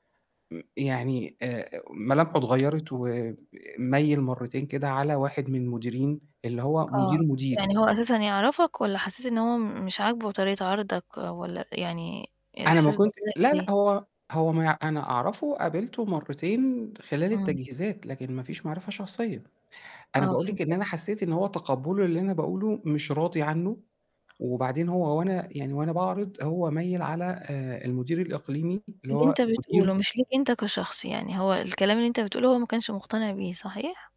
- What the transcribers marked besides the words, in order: static; mechanical hum; distorted speech; unintelligible speech
- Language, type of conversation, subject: Arabic, advice, إزاي أتعامل لما مديري يوجّهلي نقد قاسي على مشروع مهم؟